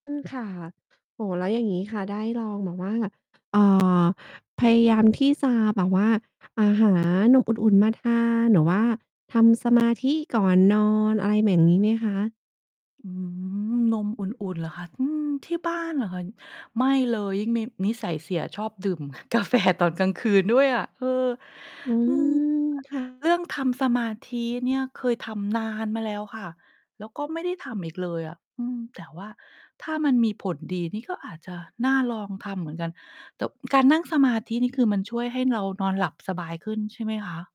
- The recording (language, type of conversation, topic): Thai, advice, คุณรู้สึกท้อใจกับการพยายามปรับเวลานอนที่ยังไม่เห็นผลอยู่ไหม?
- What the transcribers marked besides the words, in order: distorted speech; laughing while speaking: "กาแฟ"; stressed: "นาน"